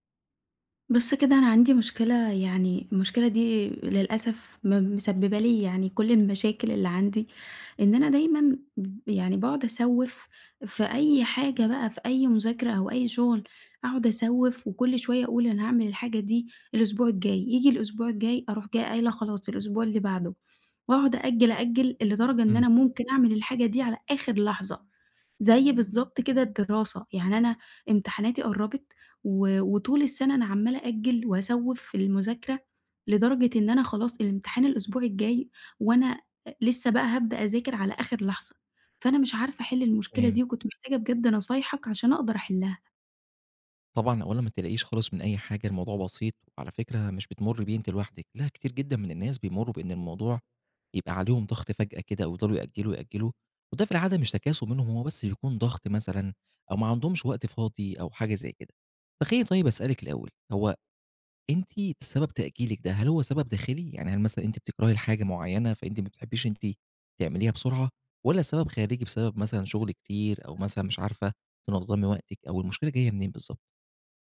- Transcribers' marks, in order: tapping
- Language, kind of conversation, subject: Arabic, advice, إزاي بتتعامل مع التسويف وبتخلص شغلك في آخر لحظة؟